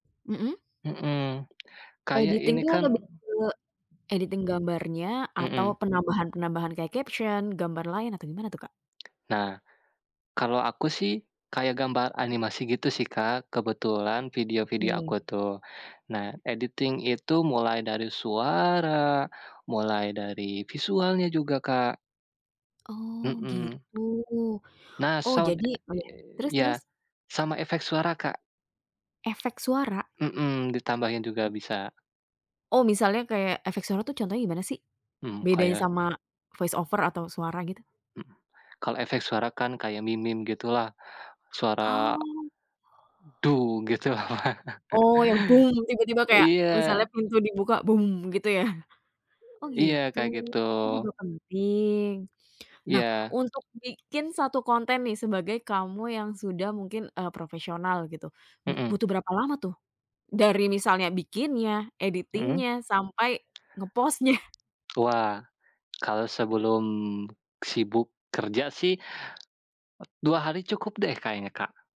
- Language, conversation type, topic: Indonesian, podcast, Apa yang membuat video pendek di TikTok atau Reels terasa menarik menurutmu?
- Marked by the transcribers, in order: other background noise; in English: "Editing"; in English: "editing"; tapping; in English: "caption"; in English: "editing"; in English: "sound"; in English: "voice over"; other noise; laughing while speaking: "lah"; laugh; chuckle; in English: "editing-nya"; laughing while speaking: "nge-post-nya"; in English: "nge-post-nya"